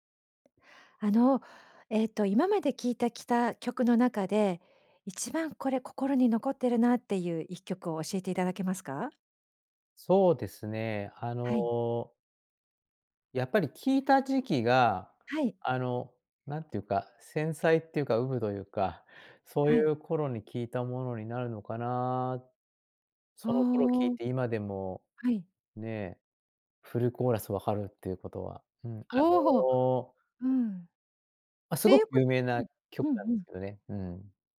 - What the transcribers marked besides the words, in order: other background noise
- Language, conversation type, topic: Japanese, podcast, 心に残っている曲を1曲教えてもらえますか？